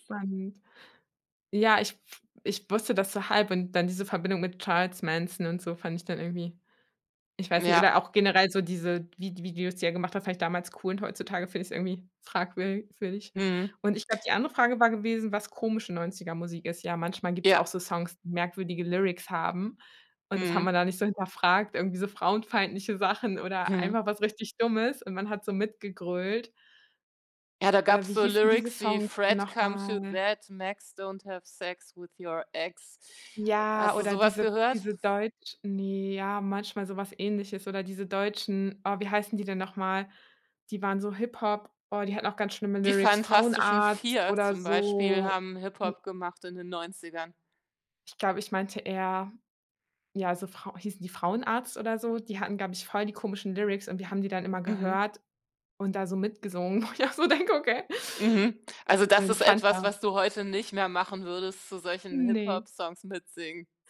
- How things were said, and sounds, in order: in English: "Fred come to that, Max don't have sex with your ex"; other noise; background speech; other background noise; laughing while speaking: "wo ich auch so denke, okay"
- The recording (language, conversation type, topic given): German, podcast, Was wäre der Soundtrack deiner Jugend?